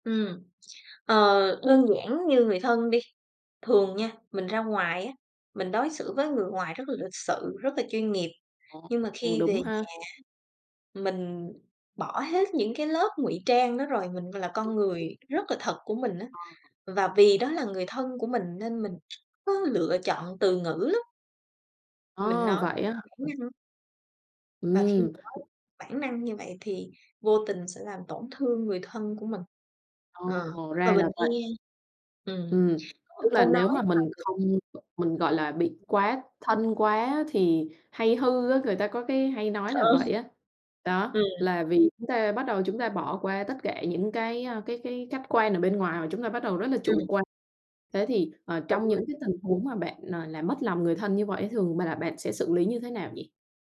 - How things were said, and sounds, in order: tapping; other background noise; laughing while speaking: "Ờ"
- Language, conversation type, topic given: Vietnamese, podcast, Làm sao bạn điều chỉnh phong cách giao tiếp để phù hợp với từng người?